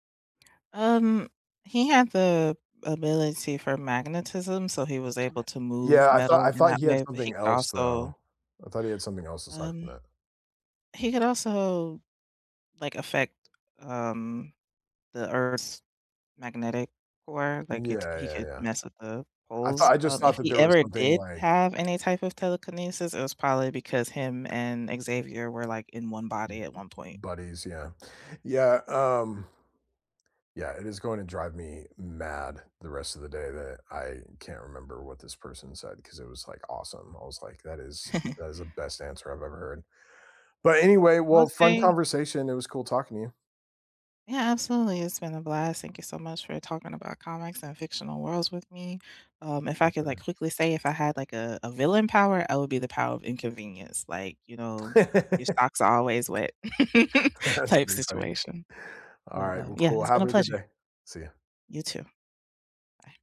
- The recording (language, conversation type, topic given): English, unstructured, Which fictional world would you love to spend a week in?
- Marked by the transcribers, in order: tapping; chuckle; unintelligible speech; laugh; chuckle